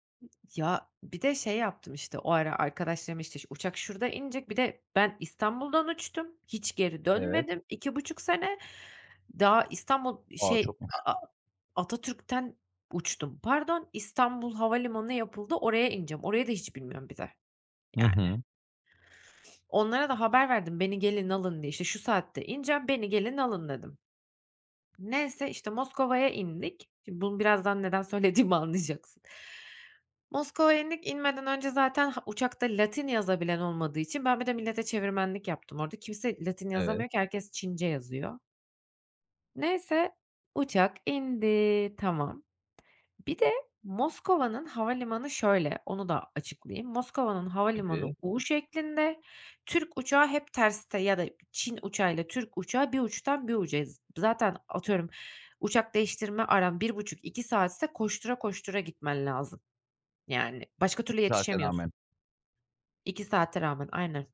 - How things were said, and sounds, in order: other background noise; laughing while speaking: "anlayacaksın"; tapping
- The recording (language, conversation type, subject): Turkish, podcast, Uçağı kaçırdığın bir anın var mı?